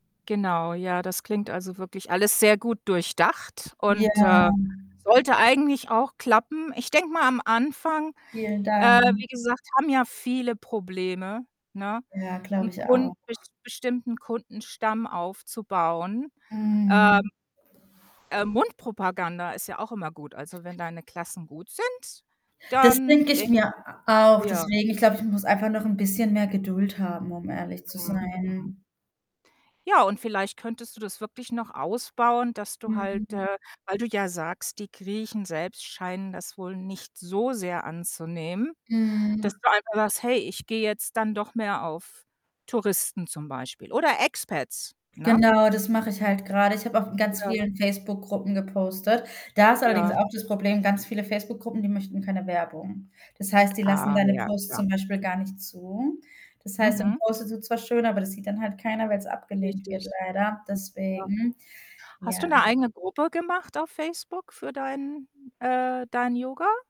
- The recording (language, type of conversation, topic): German, advice, Wie gehst du mit deiner Frustration über ausbleibende Kunden und langsames Wachstum um?
- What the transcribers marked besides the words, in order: distorted speech; other background noise; static; stressed: "sind"